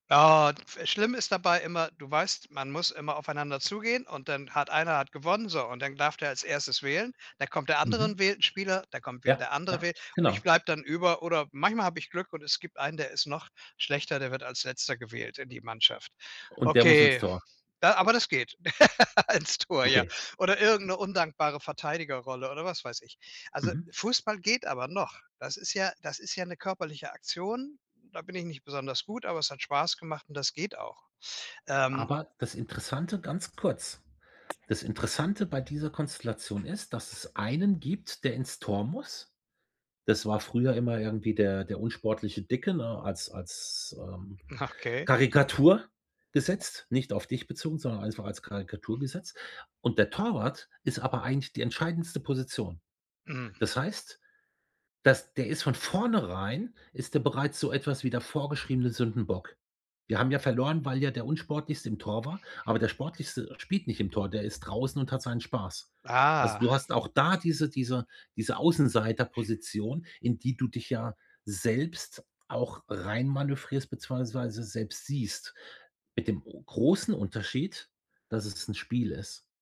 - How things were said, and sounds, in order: unintelligible speech; other background noise; laugh
- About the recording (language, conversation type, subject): German, advice, Wie kann ich meine Angst vor Gruppenevents und Feiern überwinden und daran teilnehmen?